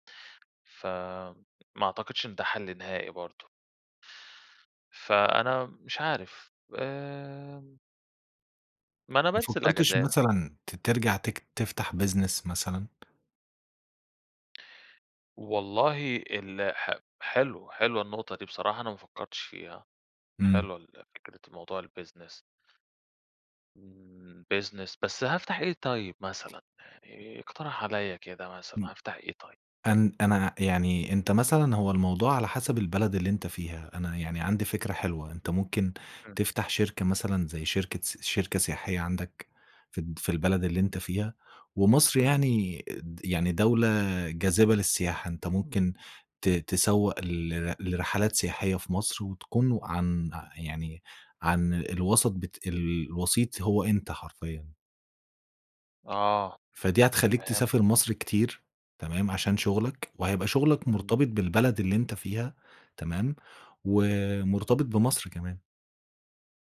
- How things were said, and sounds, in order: in English: "business"; in English: "الbusiness"; in English: "business"; tapping
- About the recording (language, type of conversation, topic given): Arabic, advice, إيه اللي أنسب لي: أرجع بلدي ولا أفضل في البلد اللي أنا فيه دلوقتي؟